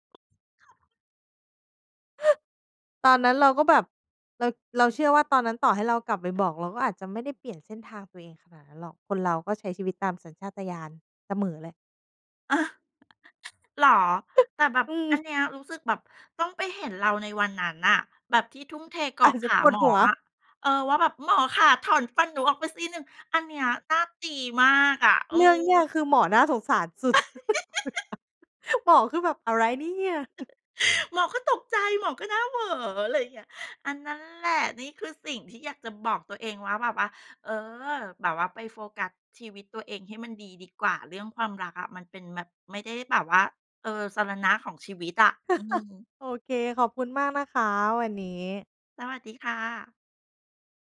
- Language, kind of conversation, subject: Thai, podcast, ถ้าคุณกลับเวลาได้ คุณอยากบอกอะไรกับตัวเองในตอนนั้น?
- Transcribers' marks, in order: other background noise; background speech; tapping; laugh; chuckle; chuckle